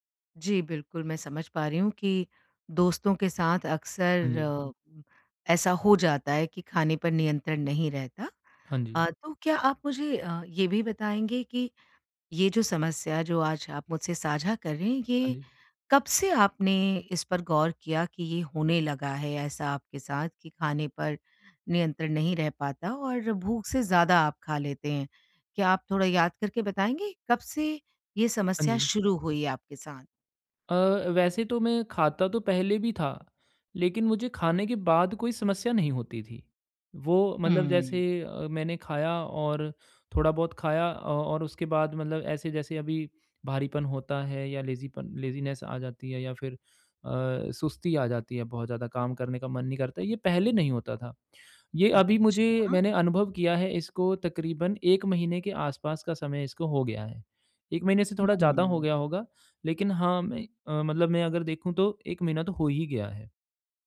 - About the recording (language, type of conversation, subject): Hindi, advice, भूख और लालच में अंतर कैसे पहचानूँ?
- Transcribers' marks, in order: in English: "लेज़ीनेस"